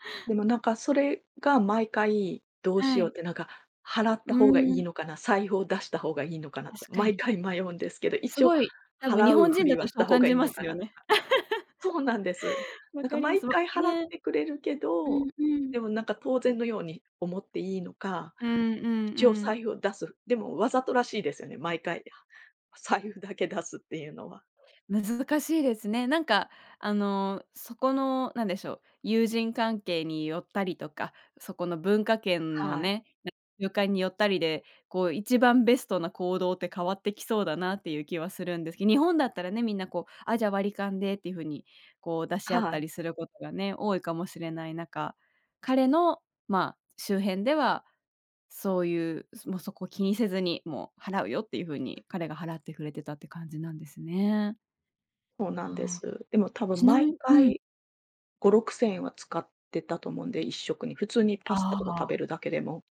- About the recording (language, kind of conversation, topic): Japanese, podcast, 旅先で出会った面白い人について聞かせていただけますか？
- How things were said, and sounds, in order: laugh; unintelligible speech